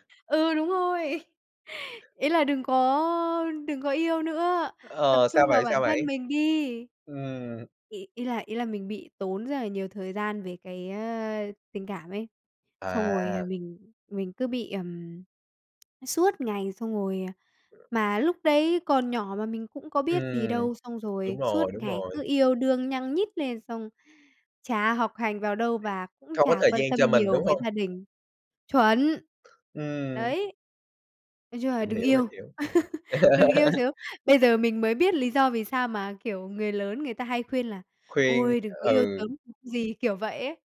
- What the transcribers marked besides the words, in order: chuckle; other background noise; tapping; chuckle; laugh; unintelligible speech
- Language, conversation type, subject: Vietnamese, podcast, Bạn muốn nói điều gì với chính mình ở tuổi trẻ?